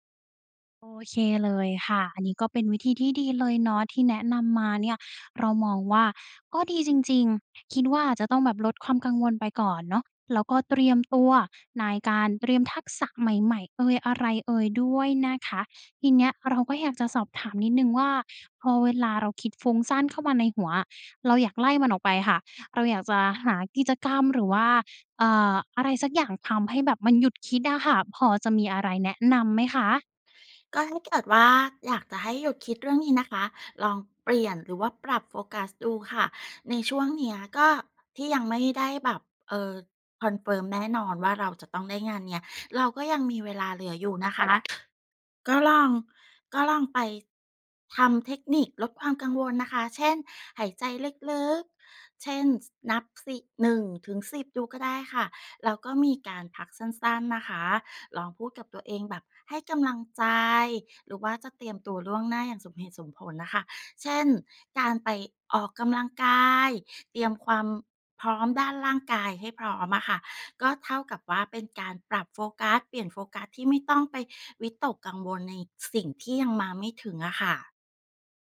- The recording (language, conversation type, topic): Thai, advice, คุณกังวลว่าจะเริ่มงานใหม่แล้วทำงานได้ไม่ดีหรือเปล่า?
- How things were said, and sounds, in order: other background noise; tapping